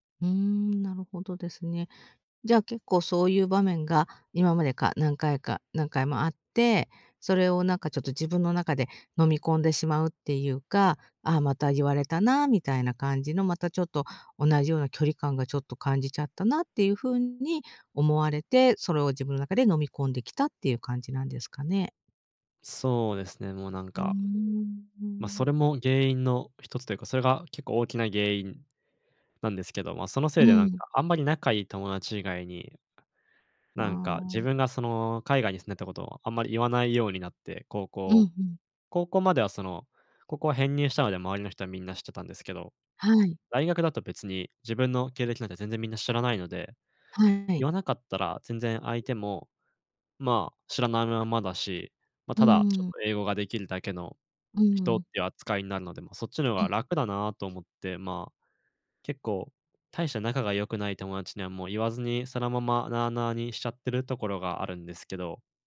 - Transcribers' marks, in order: none
- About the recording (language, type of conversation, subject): Japanese, advice, 周囲に理解されず孤独を感じることについて、どのように向き合えばよいですか？